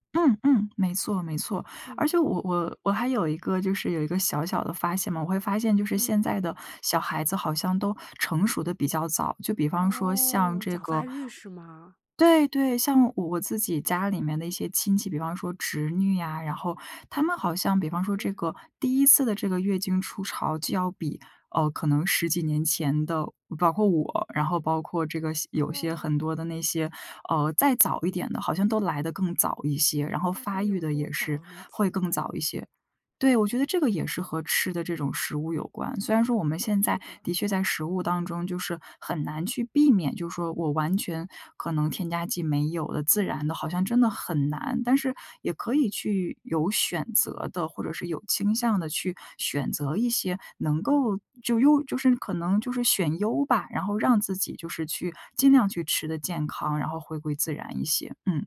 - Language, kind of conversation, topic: Chinese, podcast, 简单的饮食和自然生活之间有什么联系？
- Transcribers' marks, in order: none